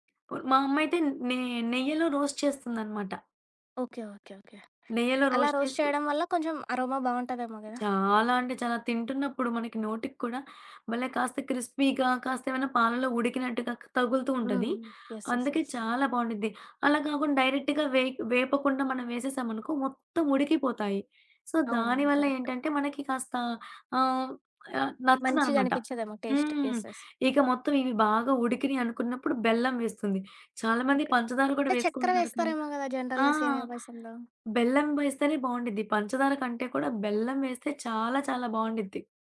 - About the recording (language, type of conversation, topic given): Telugu, podcast, మీ ఇంట్లో మీకు అత్యంత ఇష్టమైన సాంప్రదాయ వంటకం ఏది?
- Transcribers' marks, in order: tapping; in English: "రోస్ట్"; in English: "రోస్ట్"; in English: "రోస్ట్"; in English: "అరోమా"; other background noise; in English: "క్రిస్పీగా"; in English: "యెస్. యెస్. యెస్"; in English: "సో"; in English: "టేస్ట్. యెస్. యెస్"; in English: "జనరల్‌గా"